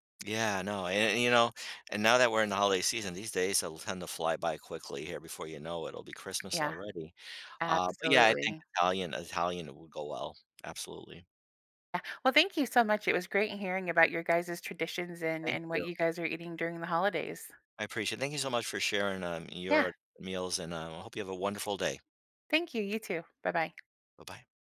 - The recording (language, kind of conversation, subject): English, unstructured, How can I understand why holidays change foods I crave or avoid?
- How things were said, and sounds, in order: tapping